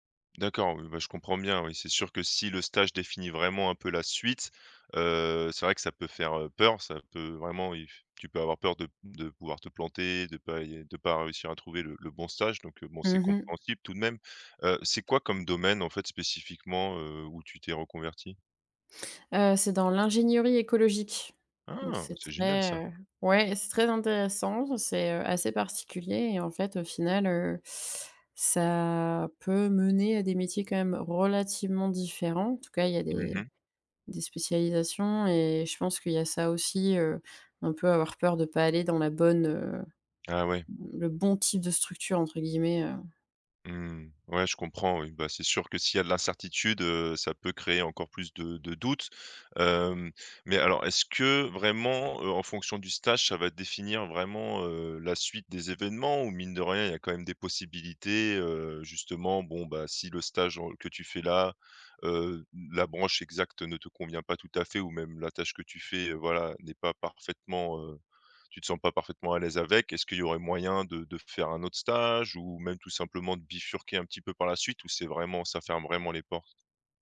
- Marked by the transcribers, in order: none
- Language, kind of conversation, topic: French, advice, Comment la procrastination vous empêche-t-elle d’avancer vers votre but ?